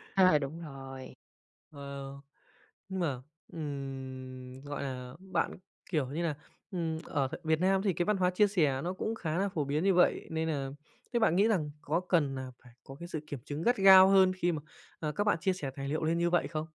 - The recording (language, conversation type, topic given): Vietnamese, podcast, Bạn đánh giá và kiểm chứng nguồn thông tin như thế nào trước khi dùng để học?
- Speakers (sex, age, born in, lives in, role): female, 45-49, Vietnam, Vietnam, guest; male, 25-29, Vietnam, Japan, host
- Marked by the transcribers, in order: none